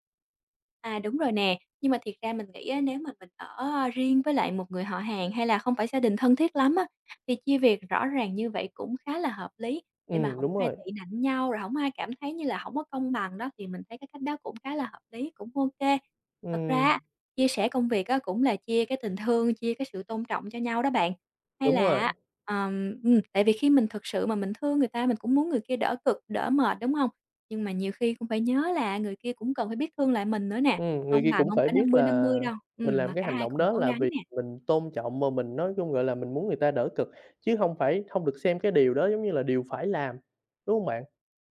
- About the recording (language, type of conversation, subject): Vietnamese, podcast, Làm sao bạn phân chia trách nhiệm làm việc nhà với người thân?
- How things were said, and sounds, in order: tapping; other background noise